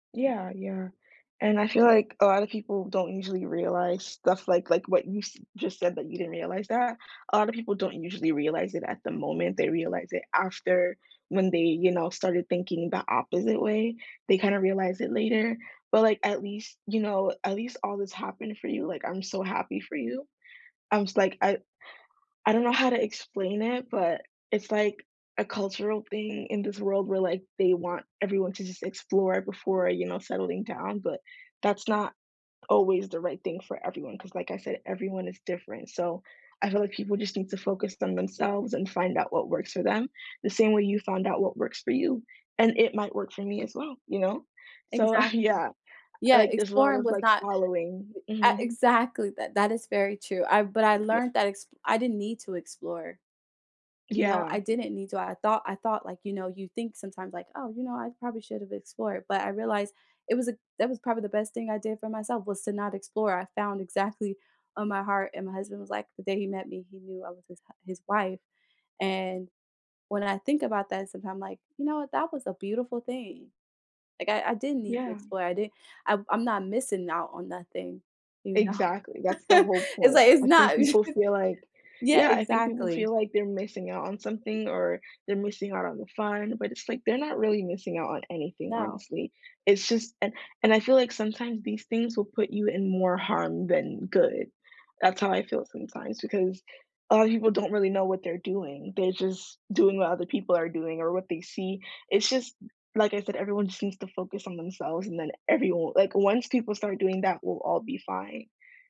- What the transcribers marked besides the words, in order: tapping; laughing while speaking: "uh"; chuckle; laughing while speaking: "It's like, it's not"
- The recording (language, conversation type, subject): English, unstructured, Who do you rely on most to feel connected where you live, and how do they support you?
- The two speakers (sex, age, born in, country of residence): female, 18-19, United States, United States; female, 30-34, United States, United States